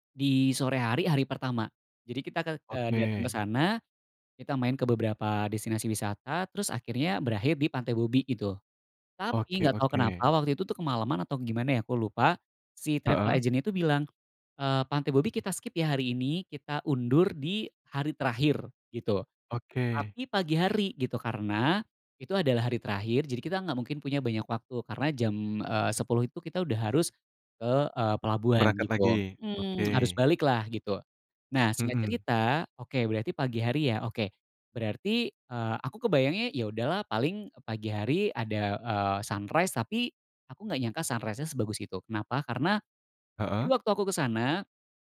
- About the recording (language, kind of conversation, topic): Indonesian, podcast, Ceritakan momen matahari terbit atau terbenam yang paling kamu ingat?
- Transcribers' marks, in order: in English: "travel agent"; in English: "sunrise"; in English: "sunrise-nya"